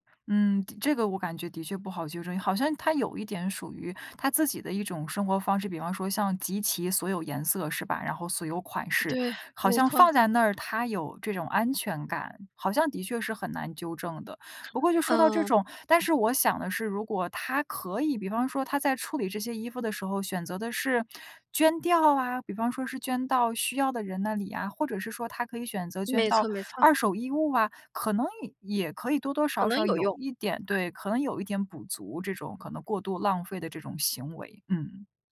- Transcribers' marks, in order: tsk
- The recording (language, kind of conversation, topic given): Chinese, podcast, 有哪些容易实行的低碳生活方式？